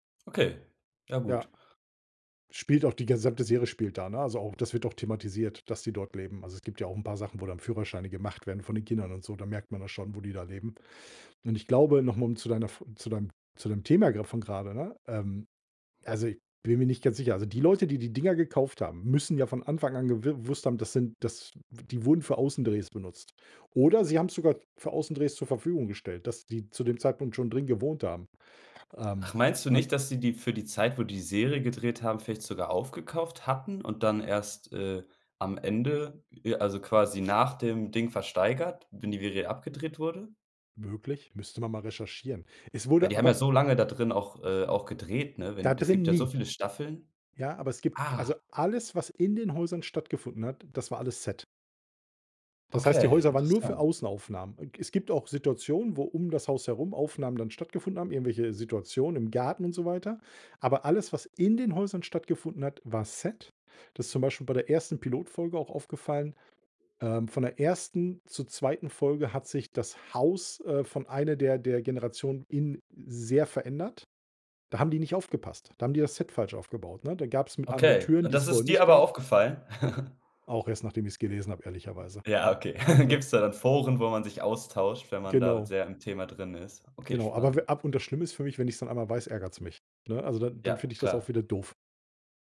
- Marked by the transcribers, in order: other background noise; "Innen" said as "in"; "einmal" said as "einem Mal"; chuckle; chuckle
- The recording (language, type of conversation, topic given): German, podcast, Welche Serie hast du komplett verschlungen?